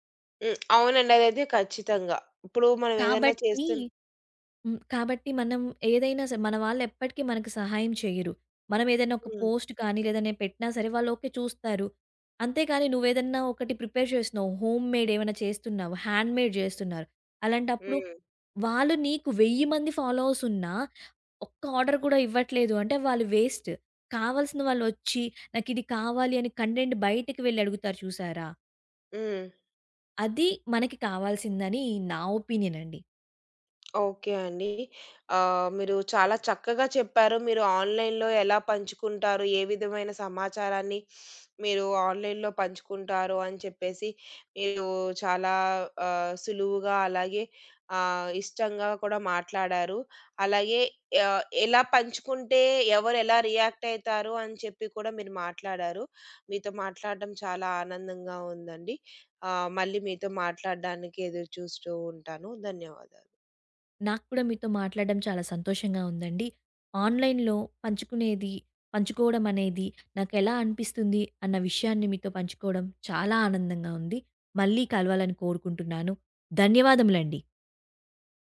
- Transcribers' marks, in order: other background noise; in English: "పోస్ట్"; in English: "ప్రిపేర్"; in English: "హోమ్‌మేడ్"; in English: "హ్యాండ్‌మేడ్"; in English: "ఫాలోవర్స్"; in English: "ఆర్డర్"; in English: "వేస్ట్"; in English: "కంటెంట్"; in English: "ఒపీనియన్"; in English: "ఆన్‌లైన్‌లో"; in English: "ఆన్‌లైన్‌లో"; in English: "రియాక్ట్"; in English: "ఆన్‌లైన్‌లో"
- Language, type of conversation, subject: Telugu, podcast, ఆన్‌లైన్‌లో పంచుకోవడం మీకు ఎలా అనిపిస్తుంది?